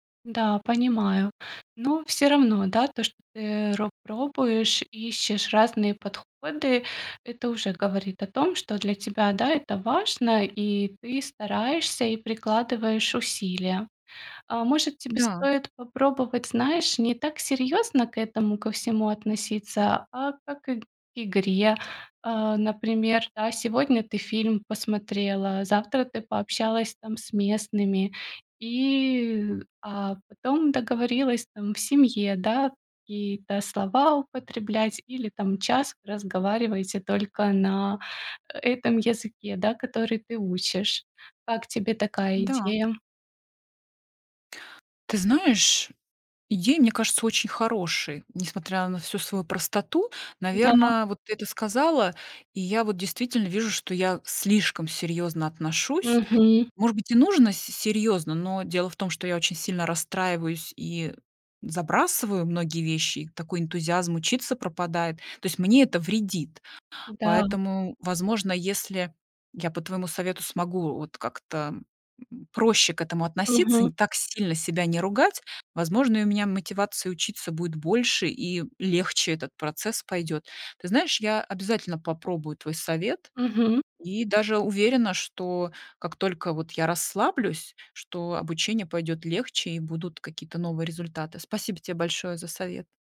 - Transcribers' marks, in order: other background noise; tapping
- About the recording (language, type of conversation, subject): Russian, advice, Как перестать постоянно сравнивать себя с друзьями и перестать чувствовать, что я отстаю?